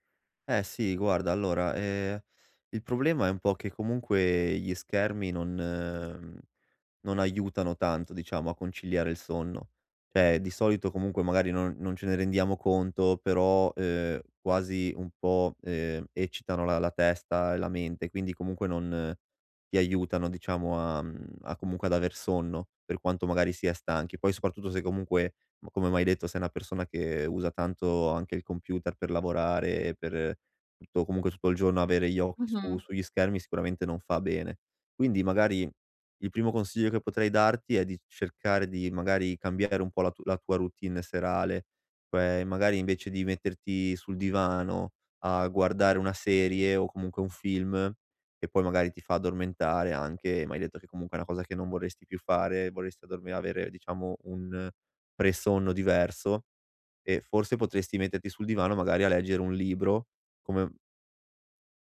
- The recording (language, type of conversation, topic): Italian, advice, Come posso spegnere gli schermi la sera per dormire meglio senza arrabbiarmi?
- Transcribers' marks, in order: "Cioè" said as "ceh"